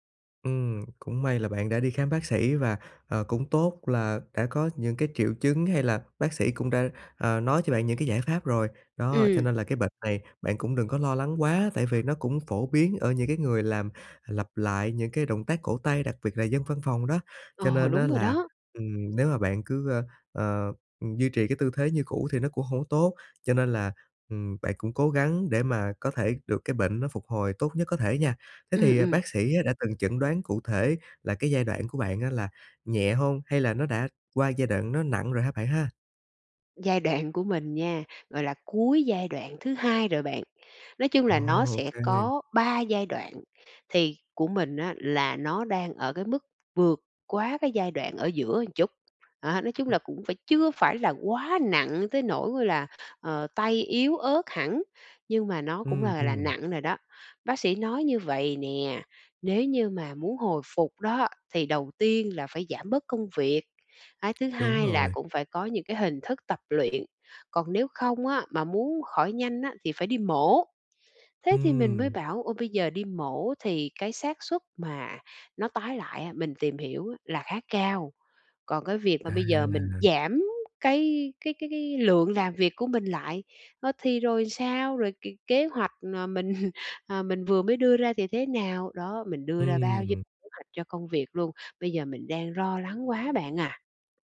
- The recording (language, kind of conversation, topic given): Vietnamese, advice, Sau khi nhận chẩn đoán bệnh mới, tôi nên làm gì để bớt lo lắng về sức khỏe và lên kế hoạch cho cuộc sống?
- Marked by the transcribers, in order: other background noise; tapping; laughing while speaking: "đoạn"; laughing while speaking: "mình"